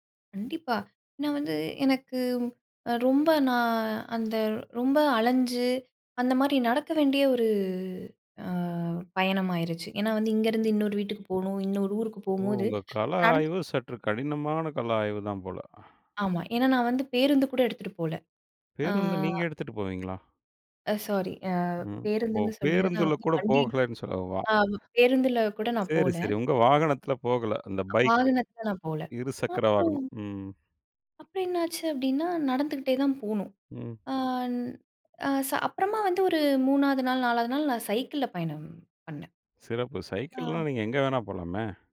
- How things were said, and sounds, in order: drawn out: "ஒரு"
- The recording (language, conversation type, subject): Tamil, podcast, அங்கு நீங்கள் சந்தித்தவர்கள் உங்களை எப்படி வரவேற்றார்கள்?